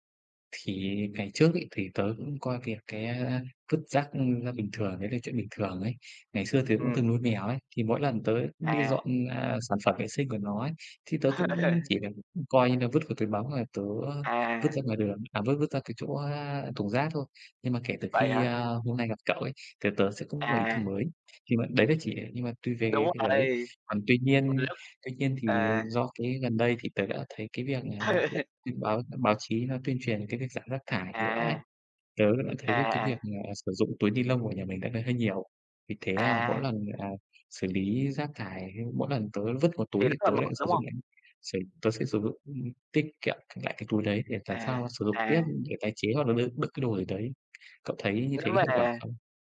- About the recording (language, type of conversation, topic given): Vietnamese, unstructured, Làm thế nào để giảm rác thải nhựa trong nhà bạn?
- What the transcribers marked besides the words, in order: laugh; laugh; tapping